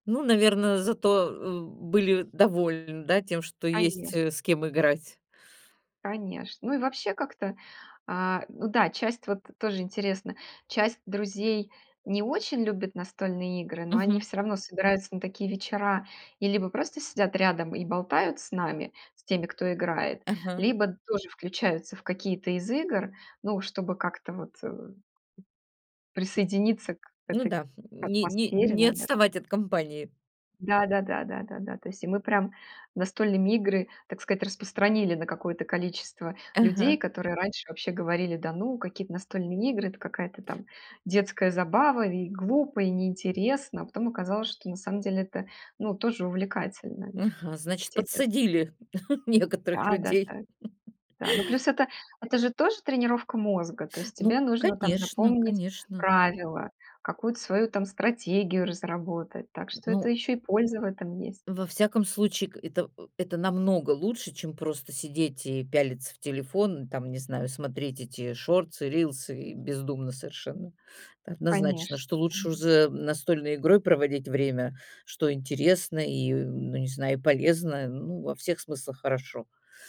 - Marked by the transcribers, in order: tapping; chuckle; other background noise; laugh
- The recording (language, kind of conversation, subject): Russian, podcast, Почему тебя притягивают настольные игры?